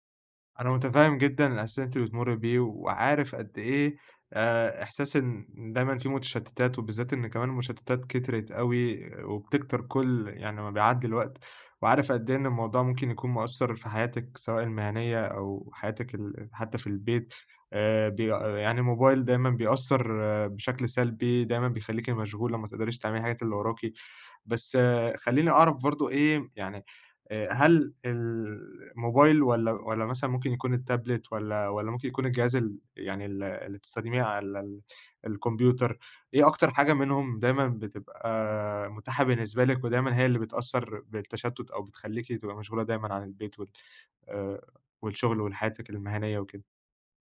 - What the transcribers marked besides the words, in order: in English: "التابلت"
- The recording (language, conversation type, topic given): Arabic, advice, إزاي الموبايل والسوشيال ميديا بيشتتوا انتباهك طول الوقت؟